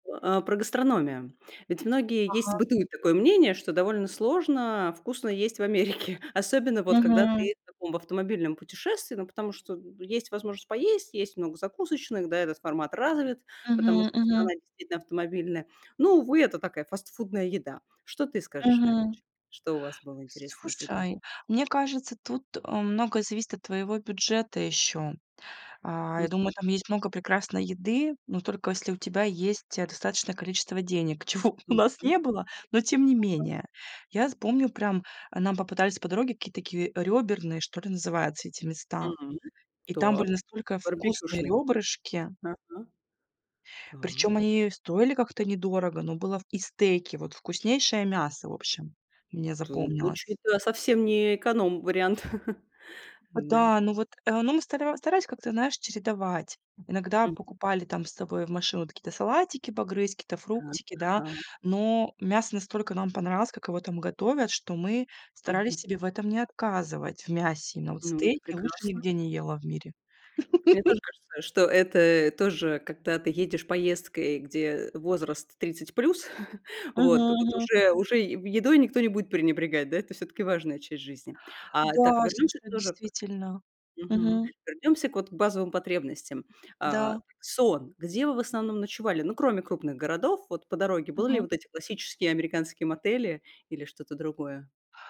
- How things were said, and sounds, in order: laughing while speaking: "в Америке"; laughing while speaking: "чего у нас не было"; other background noise; chuckle; laugh; chuckle
- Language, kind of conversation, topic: Russian, podcast, Какое путешествие запомнилось тебе больше всего?